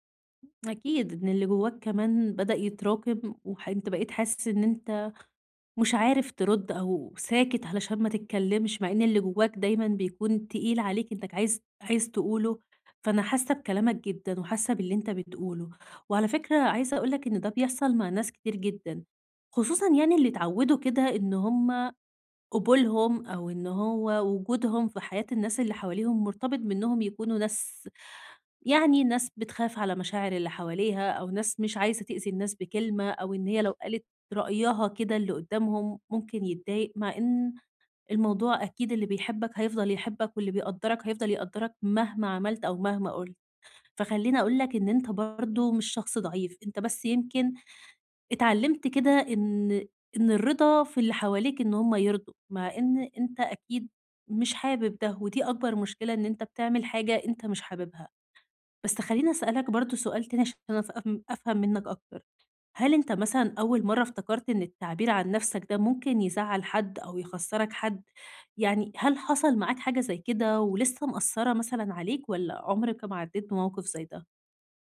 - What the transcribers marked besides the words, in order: other background noise
- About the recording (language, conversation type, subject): Arabic, advice, إزاي أعبّر عن نفسي بصراحة من غير ما أخسر قبول الناس؟